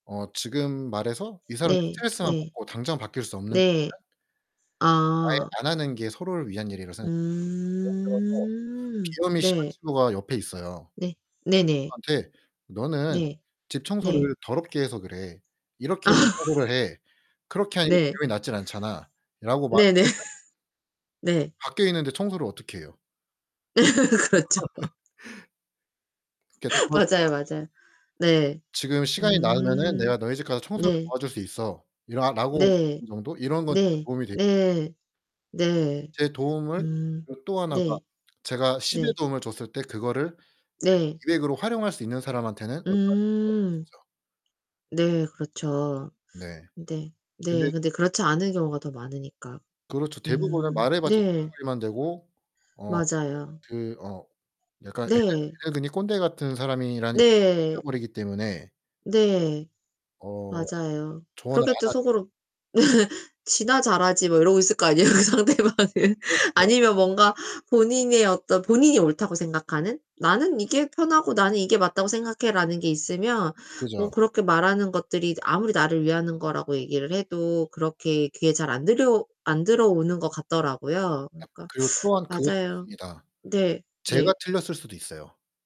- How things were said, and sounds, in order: distorted speech; other background noise; drawn out: "음"; laugh; laughing while speaking: "네네"; laugh; laughing while speaking: "그렇죠"; laugh; laugh; laughing while speaking: "아니에요. 그 상대방은"; tapping; teeth sucking
- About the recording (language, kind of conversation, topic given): Korean, unstructured, 자신을 돌보는 데 가장 중요한 것은 무엇이라고 생각하시나요?
- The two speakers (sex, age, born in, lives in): female, 35-39, South Korea, United States; male, 25-29, South Korea, South Korea